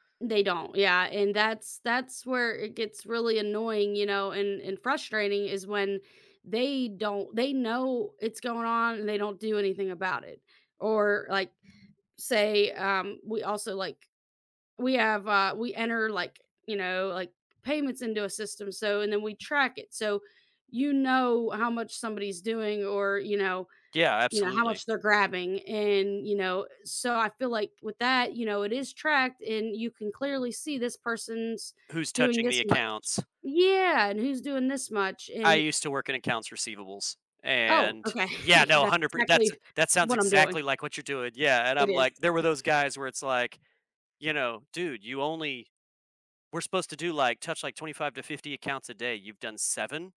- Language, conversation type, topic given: English, unstructured, How can teams maintain fairness and motivation when some members contribute less than others?
- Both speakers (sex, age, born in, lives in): female, 35-39, United States, United States; male, 40-44, United States, United States
- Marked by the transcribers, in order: other background noise; laughing while speaking: "okay"